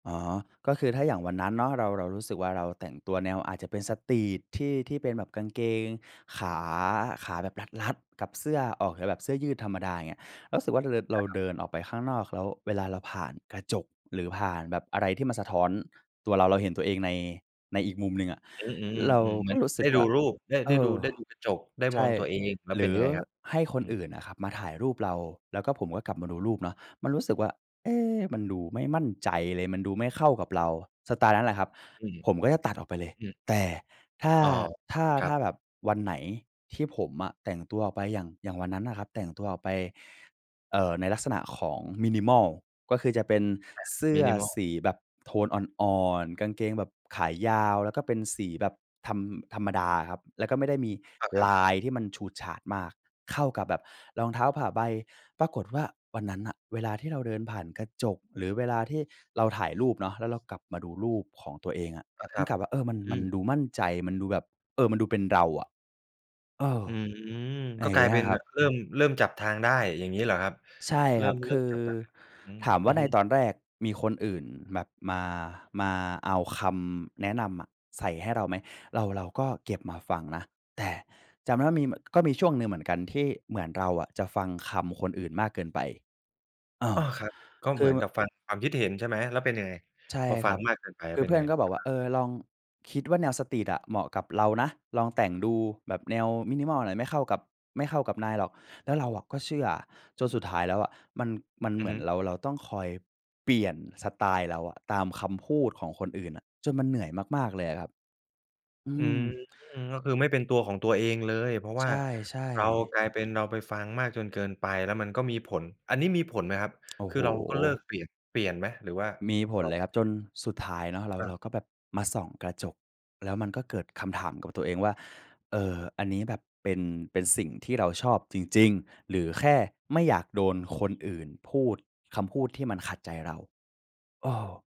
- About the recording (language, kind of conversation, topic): Thai, podcast, มือใหม่ควรเริ่มอย่างไรเพื่อค้นหาสไตล์การแต่งตัวที่เป็นตัวเอง?
- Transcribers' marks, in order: tsk